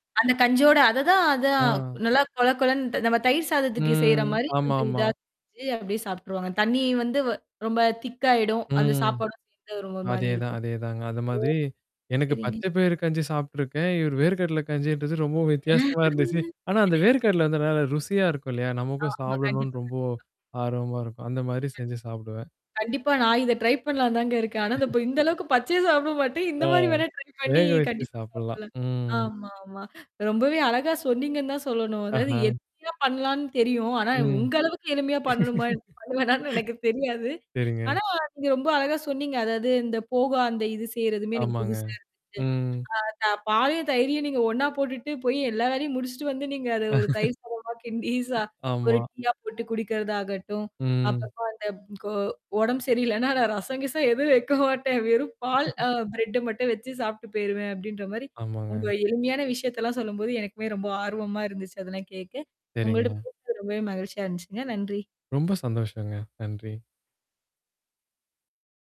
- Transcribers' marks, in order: distorted speech; mechanical hum; laugh; in English: "ட்ரை"; laugh; in English: "ட்ரை"; laugh; laughing while speaking: "பண்ணுவேணான்னு எனக்கு தெரியாது"; static; laugh; other noise; laughing while speaking: "உடம்பு சரியில்லன்னா, நான் ரசம் கிசம் எதுவும் வைக்க மாட்டேன்"; laugh
- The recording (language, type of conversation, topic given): Tamil, podcast, நேரமில்லாதபோது உடனடியாகச் செய்து சாப்பிடக்கூடிய எளிய ஆறுதல் உணவு எது?